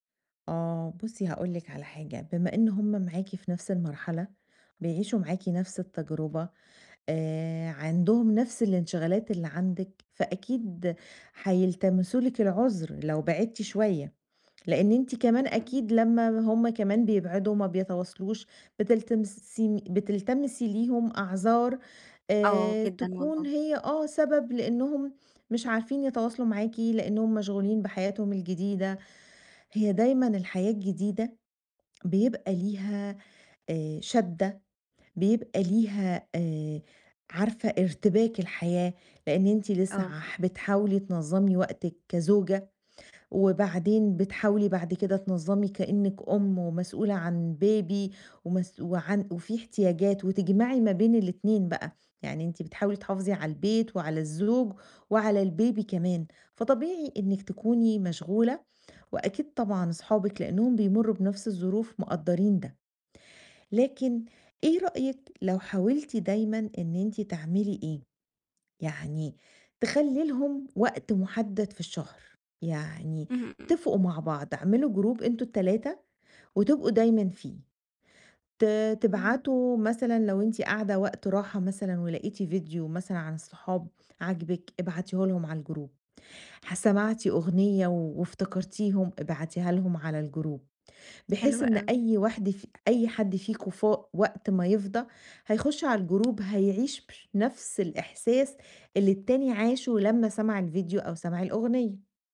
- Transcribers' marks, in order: in English: "Baby"; in English: "الBaby"
- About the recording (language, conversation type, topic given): Arabic, advice, إزاي أقلّل استخدام الشاشات قبل النوم من غير ما أحس إني هافقد التواصل؟